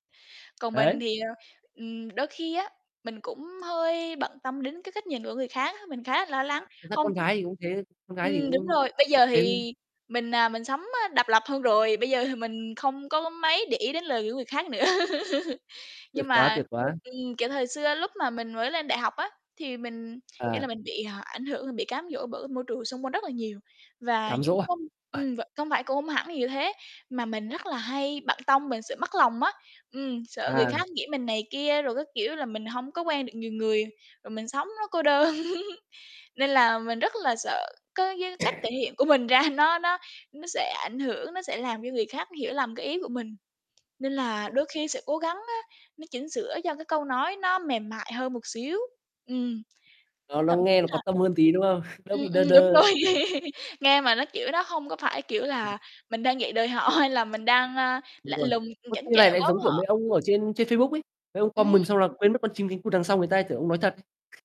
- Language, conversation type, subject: Vietnamese, unstructured, Bạn cảm thấy thế nào khi người khác không hiểu cách bạn thể hiện bản thân?
- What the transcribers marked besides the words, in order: tapping; other background noise; distorted speech; unintelligible speech; laughing while speaking: "nữa"; laugh; laugh; laughing while speaking: "mình"; chuckle; laughing while speaking: "rồi"; laugh; static; laughing while speaking: "họ"; unintelligible speech; unintelligible speech; in English: "comment"